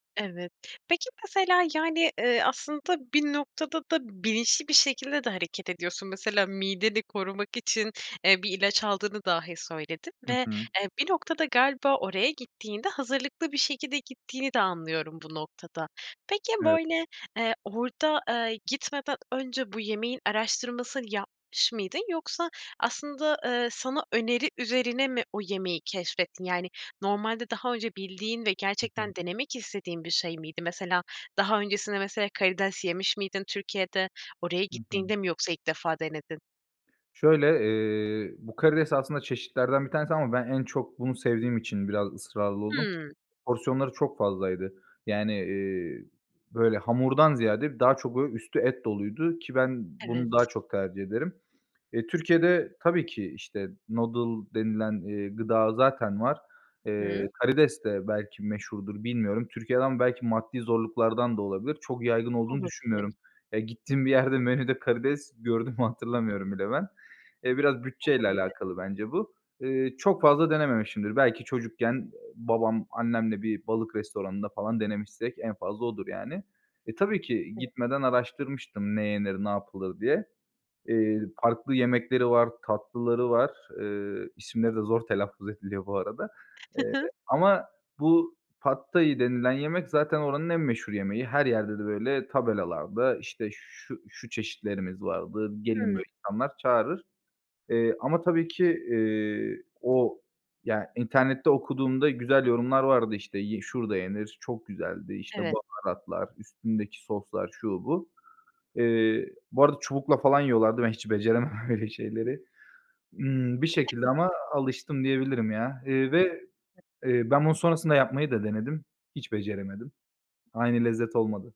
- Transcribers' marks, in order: unintelligible speech; laughing while speaking: "hatırlamıyorum"; other background noise; laughing while speaking: "öyle şeyleri"; unintelligible speech
- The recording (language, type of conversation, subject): Turkish, podcast, En unutamadığın yemek keşfini anlatır mısın?